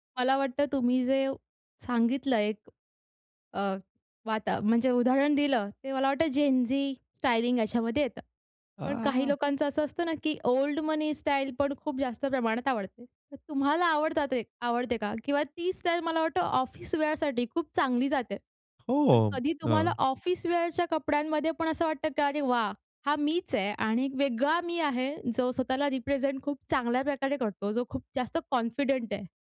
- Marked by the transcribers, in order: in English: "कॉन्फिडंट"
- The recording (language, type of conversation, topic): Marathi, podcast, कोणत्या कपड्यांमध्ये आपण सर्वांत जास्त स्वतःसारखे वाटता?